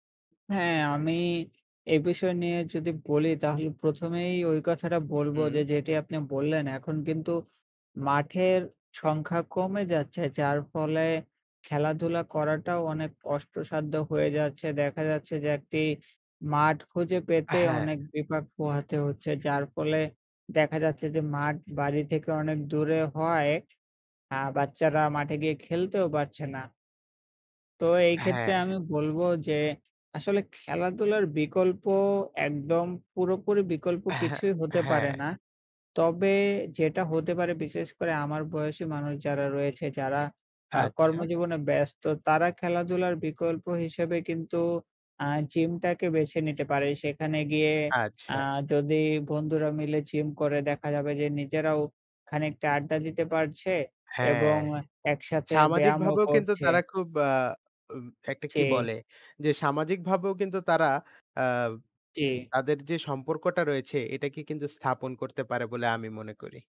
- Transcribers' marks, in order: tapping; wind; other background noise
- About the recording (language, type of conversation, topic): Bengali, unstructured, খেলাধুলা করা মানসিক চাপ কমাতে সাহায্য করে কিভাবে?